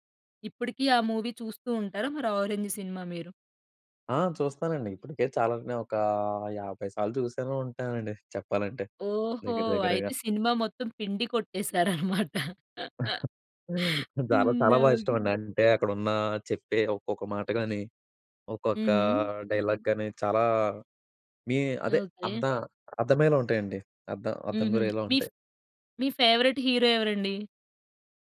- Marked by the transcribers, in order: in English: "మూవీ"; laughing while speaking: "కొట్టేసారన్నమాట"; chuckle; in English: "డైలాగ్"; tapping; in English: "ఫేవరెట్ హీరో"
- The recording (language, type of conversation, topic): Telugu, podcast, సినిమాలపై నీ ప్రేమ ఎప్పుడు, ఎలా మొదలైంది?